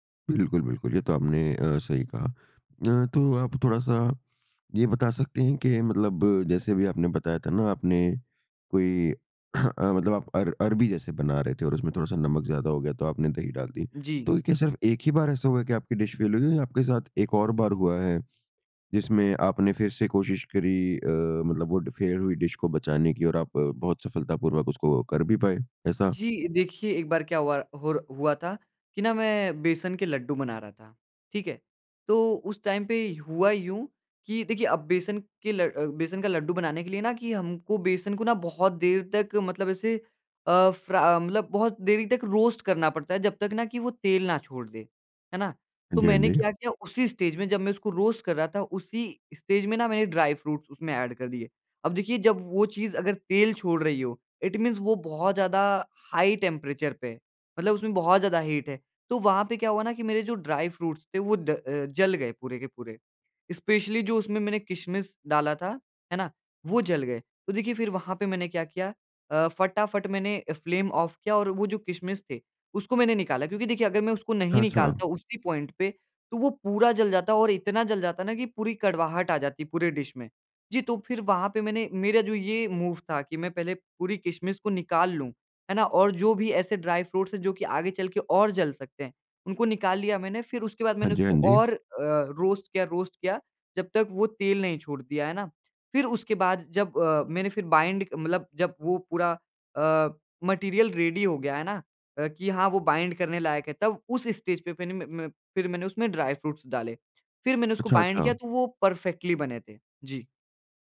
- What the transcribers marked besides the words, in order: cough; in English: "डिश फ़ेल"; in English: "फ़ेल"; in English: "डिश"; in English: "टाइम"; in English: "रोस्ट"; in English: "स्टेज"; in English: "रोस्ट"; in English: "स्टेज"; in English: "ड्राई फ्रूट्स"; in English: "एड"; in English: "इट मीन्स"; in English: "हाई टेंपरेचर"; in English: "हीट"; in English: "ड्राई फ्रूट्स"; in English: "स्पेशली"; in English: "फ्लेम ऑफ"; in English: "पॉइंट"; in English: "डिश"; in English: "मूव"; in English: "ड्राई फ्रूट्स"; in English: "रोस्ट"; in English: "रोस्ट"; in English: "बाइंड"; in English: "मटीरियल रेडी"; in English: "बाइंड"; in English: "स्टेज"; in English: "ड्राई फ्रूट्स"; in English: "बाइंड"; in English: "परफ़ेक्टली"
- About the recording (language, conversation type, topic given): Hindi, podcast, खराब हो गई रेसिपी को आप कैसे सँवारते हैं?